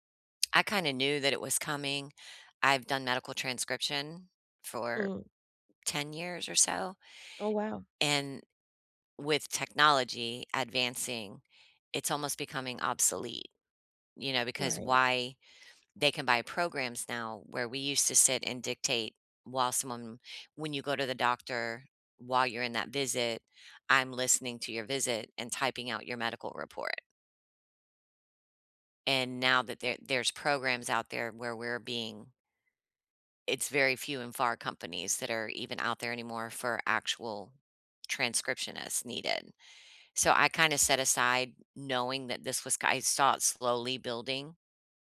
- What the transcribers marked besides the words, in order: none
- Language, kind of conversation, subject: English, unstructured, How do you deal with the fear of losing your job?